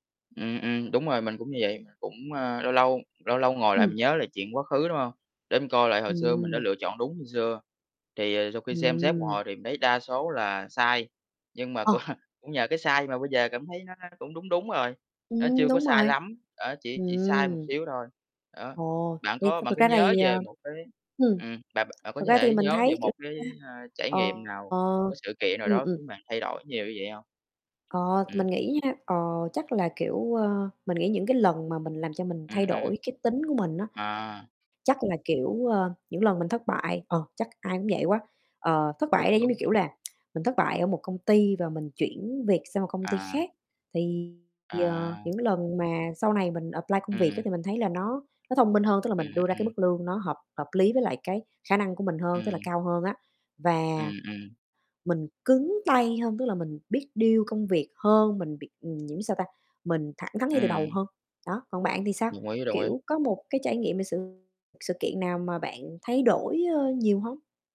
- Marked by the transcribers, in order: laughing while speaking: "cũng"; tapping; distorted speech; other background noise; tsk; in English: "apply"; in English: "deal"
- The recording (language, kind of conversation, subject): Vietnamese, unstructured, Điều gì đã khiến bạn thay đổi nhiều nhất trong vài năm qua?